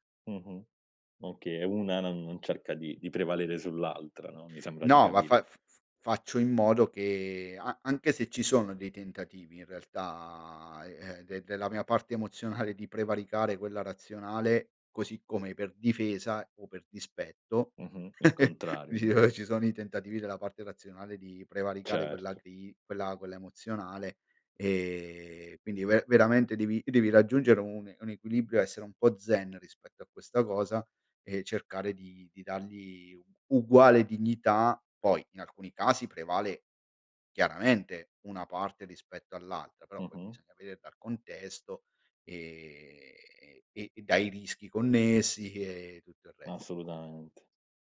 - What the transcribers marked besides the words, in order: laugh; laughing while speaking: "dici: Ora ci sono i tentativi"
- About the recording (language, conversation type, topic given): Italian, podcast, Come gestisci la voce critica dentro di te?